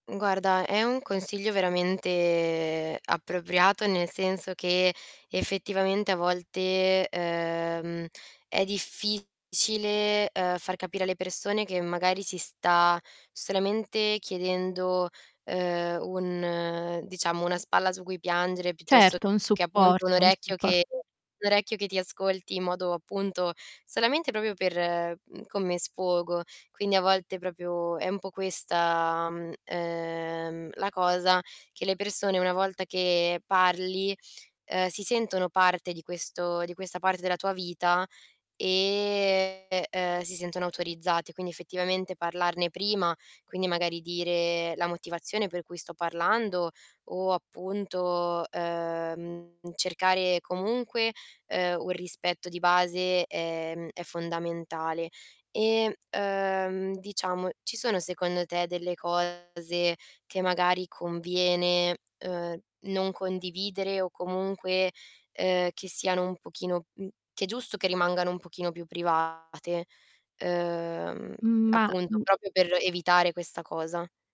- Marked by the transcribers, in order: drawn out: "veramente"; tapping; distorted speech; "proprio" said as "propio"; "proprio" said as "propio"; drawn out: "Ma"; "proprio" said as "propio"
- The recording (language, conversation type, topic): Italian, advice, Come posso affrontare la paura di rivelare aspetti importanti della mia identità personale?